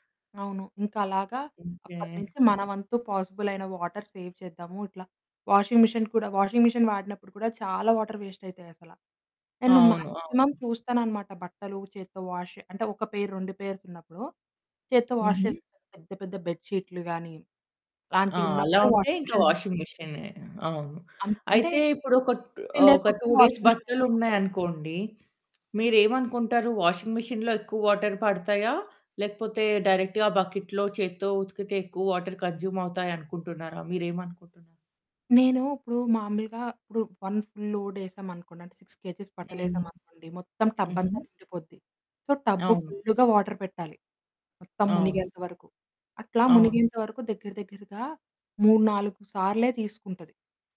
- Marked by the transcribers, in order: static; in English: "పాజిబుల్"; in English: "వాటర్ సేవ్"; in English: "వాషింగ్ మెషీన్"; in English: "వాషింగ్ మిషన్"; in English: "వాటర్ వేస్ట్"; in English: "మాక్సిమం"; other background noise; in English: "వాష్"; in English: "పెయిర్"; in English: "వాష్"; in English: "వాషింగ్ మెషీన్‌లో"; in English: "ఫిఫ్‌టీన్ డేస్"; in English: "టూ డేస్"; distorted speech; in English: "వాషింగ్ మిషన్‌లో"; in English: "వాషింగ్ మిషిన్‌లో"; in English: "వాటర్"; in English: "డైరెక్ట్‌గా బకెట్‌లో"; in English: "వాటర్ కన్జ్యూమ్"; in English: "వన్ ఫుల్ లోడ్"; in English: "సిక్స్ కేజెస్"; in English: "సో"; in English: "వాటర్"
- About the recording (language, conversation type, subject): Telugu, podcast, మీ ఇంట్లో నీటిని ఎలా ఆదా చేస్తారు?